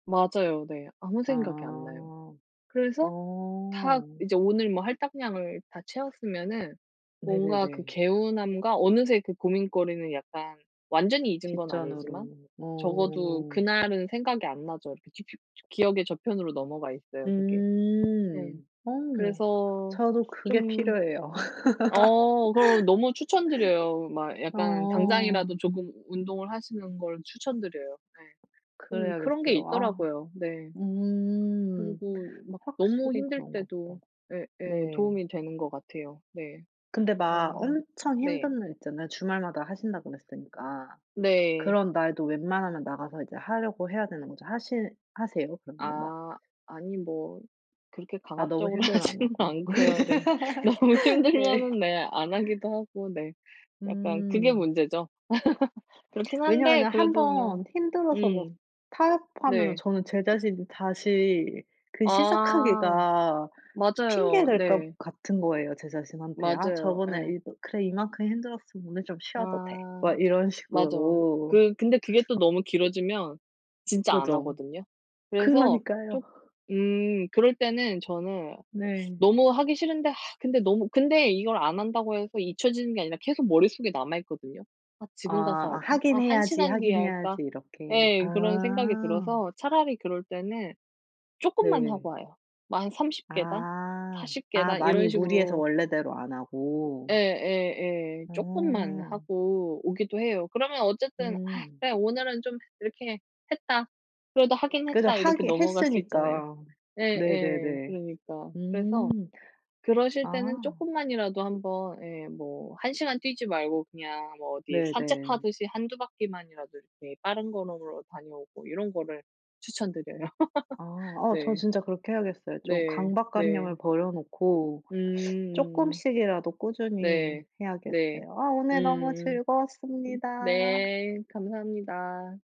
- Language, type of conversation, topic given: Korean, unstructured, 운동을 꾸준히 하지 않으면 어떤 문제가 생길까요?
- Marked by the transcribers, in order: other background noise; tapping; laugh; laughing while speaking: "하지는 않고요"; laugh; laughing while speaking: "너무 힘들면은"; laugh; teeth sucking; sigh; laugh; teeth sucking